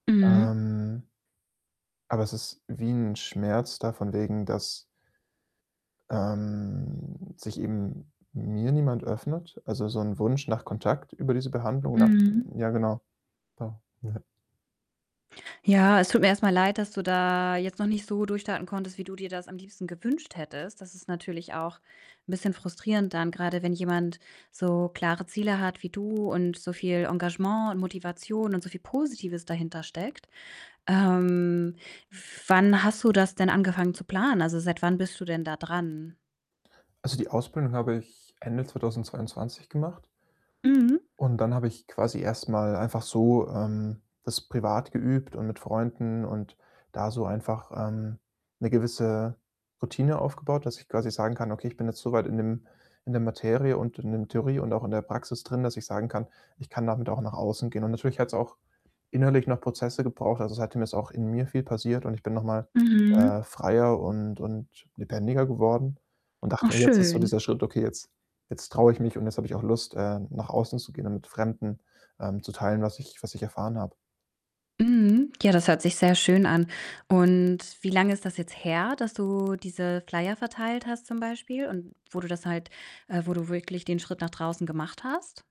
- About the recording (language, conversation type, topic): German, advice, Warum habe ich nach einer Niederlage Angst, es noch einmal zu versuchen?
- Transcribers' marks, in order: static; distorted speech; tapping; other background noise